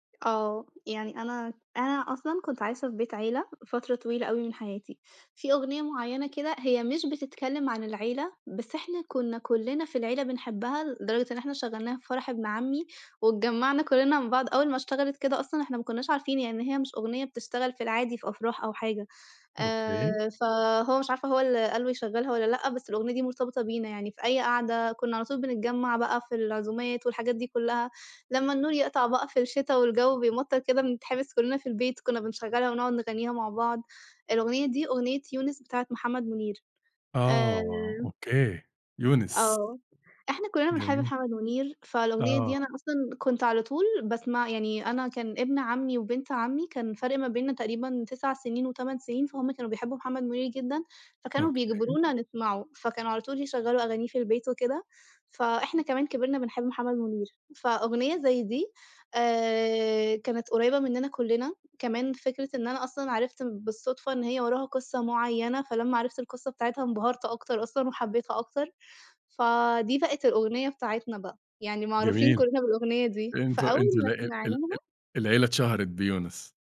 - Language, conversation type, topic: Arabic, podcast, إيه الأغنية اللي مرتبطة بعيلتك؟
- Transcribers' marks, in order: none